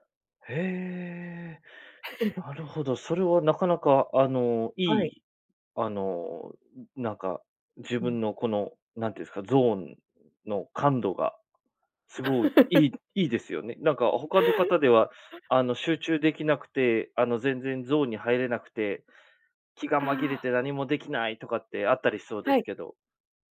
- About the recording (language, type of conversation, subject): Japanese, podcast, 趣味に没頭して「ゾーン」に入ったと感じる瞬間は、どんな感覚ですか？
- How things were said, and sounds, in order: laugh; laugh